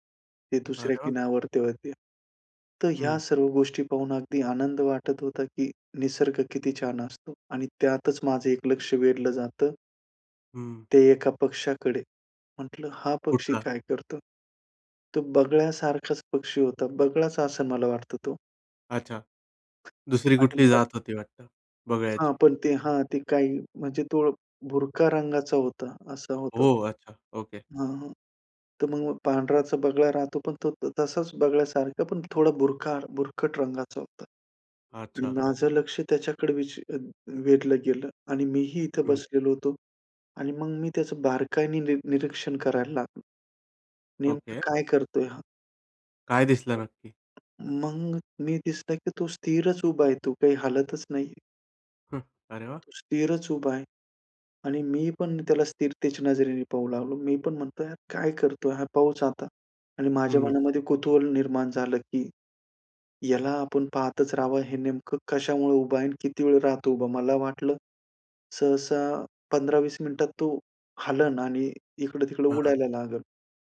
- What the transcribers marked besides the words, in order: other background noise
- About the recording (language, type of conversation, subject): Marathi, podcast, निसर्गाकडून तुम्हाला संयम कसा शिकायला मिळाला?
- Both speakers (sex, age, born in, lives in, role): male, 30-34, India, India, host; male, 35-39, India, India, guest